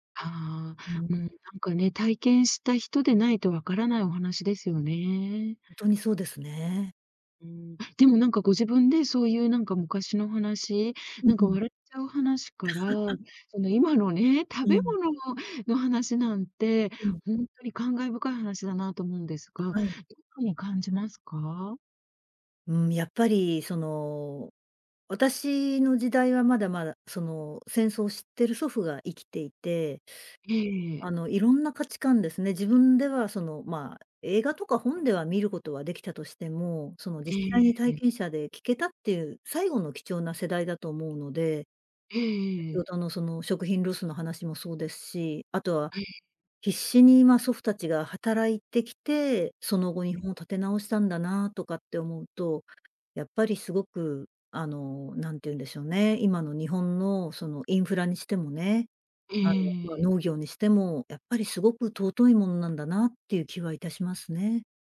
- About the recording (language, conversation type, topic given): Japanese, podcast, 祖父母から聞いた面白い話はありますか？
- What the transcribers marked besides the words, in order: laugh; other background noise